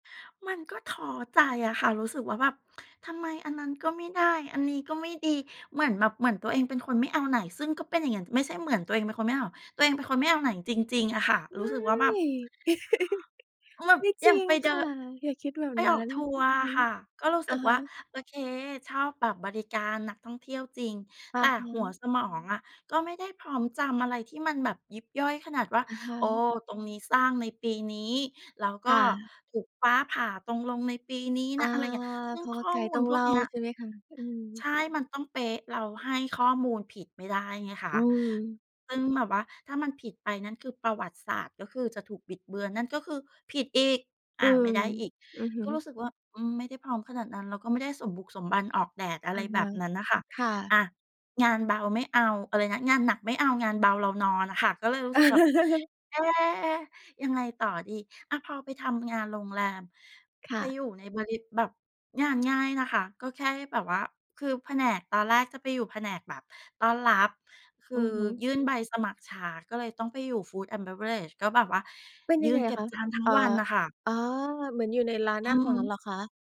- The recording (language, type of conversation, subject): Thai, podcast, งานไหนที่คุณรู้สึกว่าเป็นตัวตนของคุณมากที่สุด?
- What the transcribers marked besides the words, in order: chuckle; stressed: "ผิดอีก"; chuckle; in English: "Food and Beverage"